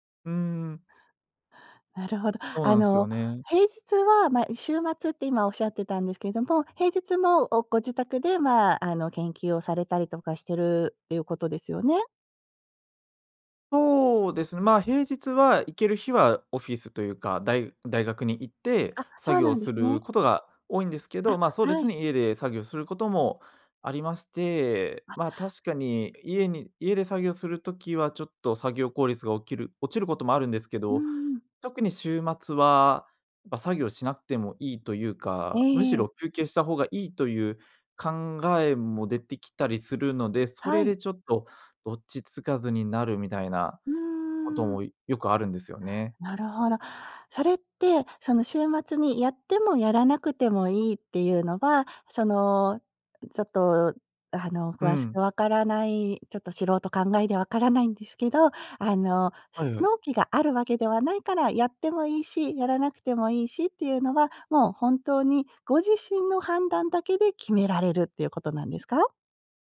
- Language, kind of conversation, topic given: Japanese, advice, 週末にだらけてしまう癖を変えたい
- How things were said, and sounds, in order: none